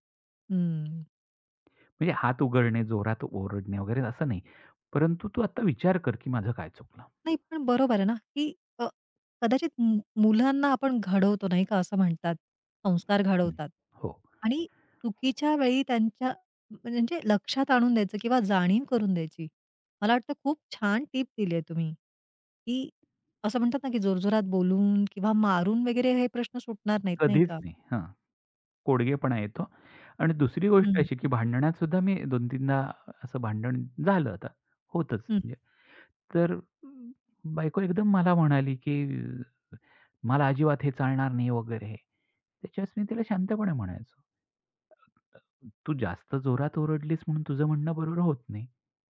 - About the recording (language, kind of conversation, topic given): Marathi, podcast, लहान मुलांसमोर वाद झाल्यानंतर पालकांनी कसे वागायला हवे?
- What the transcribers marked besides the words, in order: other background noise